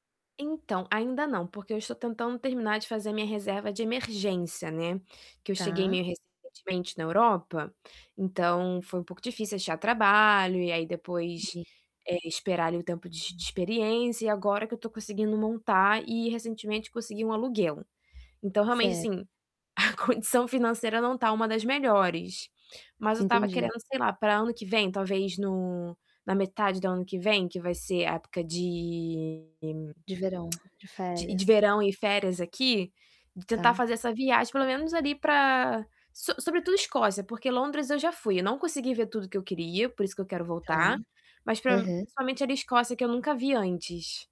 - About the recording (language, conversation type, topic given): Portuguese, advice, Como posso viajar com um orçamento muito apertado?
- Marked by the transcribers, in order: tapping; distorted speech; unintelligible speech; laughing while speaking: "a condição"; tongue click; other background noise